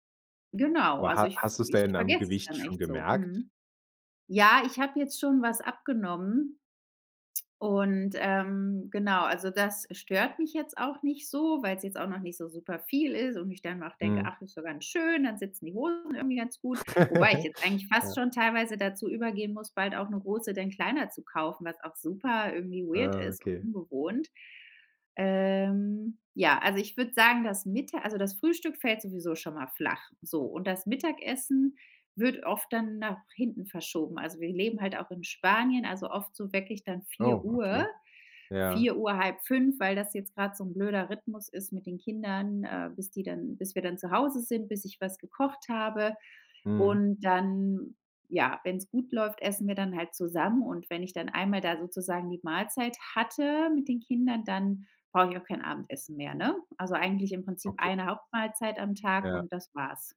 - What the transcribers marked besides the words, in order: laugh; in English: "weird"; "wirklich" said as "weckich"
- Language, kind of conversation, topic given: German, advice, Wie kann ich mich trotz Zeitmangel gesund ernähren, ohne häufig Mahlzeiten auszulassen?